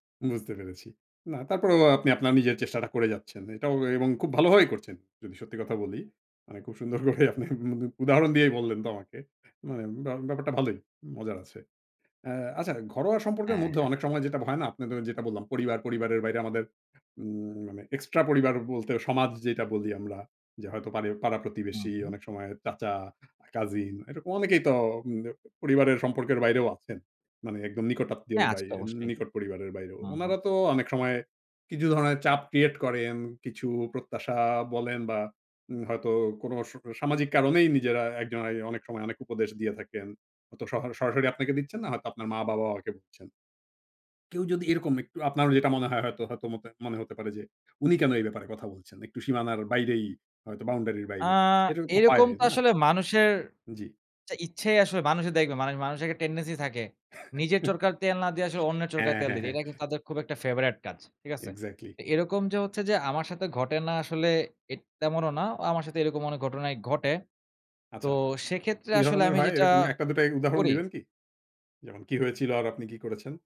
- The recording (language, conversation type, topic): Bengali, podcast, পরিবার বা সমাজের চাপের মধ্যেও কীভাবে আপনি নিজের সিদ্ধান্তে অটল থাকেন?
- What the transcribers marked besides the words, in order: laughing while speaking: "সুন্দর করেই আপনি উম উদ উদাহরণ দিয়েই বললেন তো আমাকে"; in English: "টেনডেন্সি"; chuckle; laughing while speaking: "হ্যাঁ, হ্যাঁ, হ্যাঁ"; in English: "exactly"